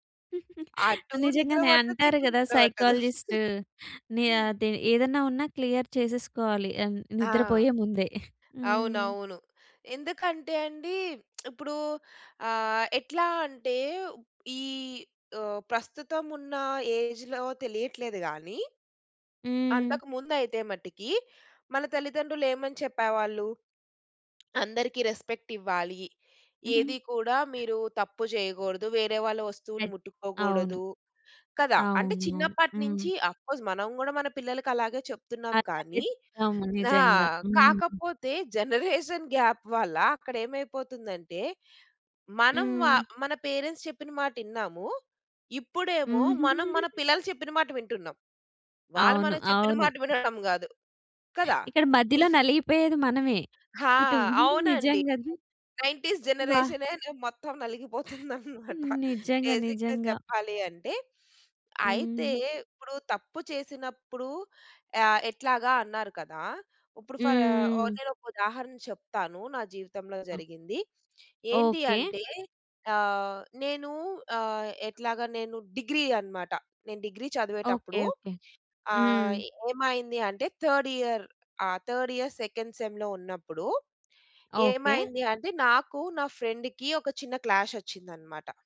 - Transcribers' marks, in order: chuckle; in English: "సైకాలజిస్ట్"; chuckle; in English: "క్లియర్"; lip smack; in English: "ఏజ్‌లో"; tapping; in English: "రెస్పెక్ట్"; chuckle; other background noise; other noise; in English: "ఆఫ్కోర్స్"; in English: "జనరేషన్ గాప్"; in English: "పేరెంట్స్"; chuckle; in English: "నైన్టీస్"; chuckle; laughing while speaking: "నలిగిపోతుందనమాట"; in English: "బేసిక్‌గా"; in English: "ఫర్"; in English: "థర్డ్ ఇయర్ ఆహ్, థర్డ్, సెకండ్ సెమ్‌లో"; in English: "ఫ్రెండ్‌కి"; in English: "క్లాష్"
- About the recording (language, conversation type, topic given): Telugu, podcast, మీరు తప్పు చేసినప్పుడు దాన్ని ఎలా అంగీకరిస్తారు?
- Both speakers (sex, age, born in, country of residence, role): female, 30-34, India, India, host; female, 35-39, India, India, guest